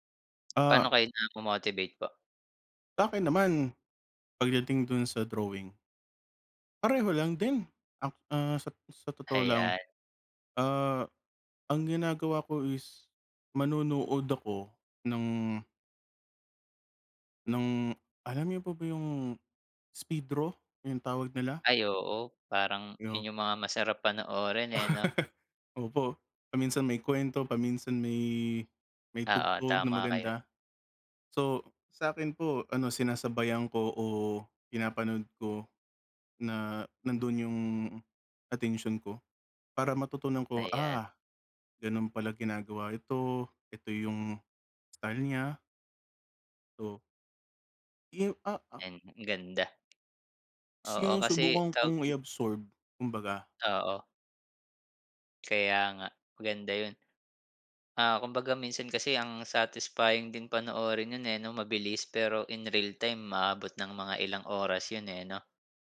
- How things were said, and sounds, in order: in English: "speedro?"; chuckle; tapping; in English: "realtime"
- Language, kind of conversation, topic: Filipino, unstructured, Paano mo naiiwasan ang pagkadismaya kapag nahihirapan ka sa pagkatuto ng isang kasanayan?